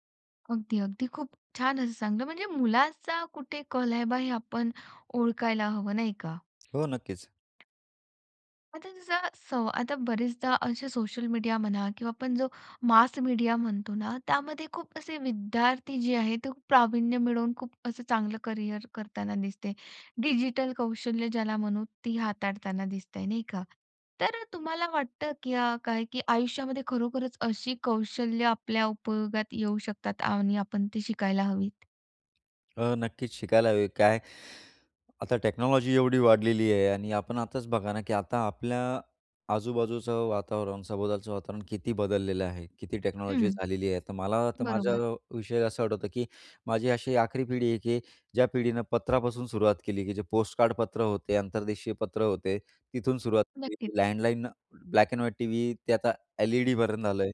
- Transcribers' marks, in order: lip smack; other background noise; in English: "करिअर"; inhale; in English: "टेक्नॉलॉजी"; in English: "टेक्नॉलॉजी"
- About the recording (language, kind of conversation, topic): Marathi, podcast, शाळेबाहेर कोणत्या गोष्टी शिकायला हव्यात असे तुम्हाला वाटते, आणि का?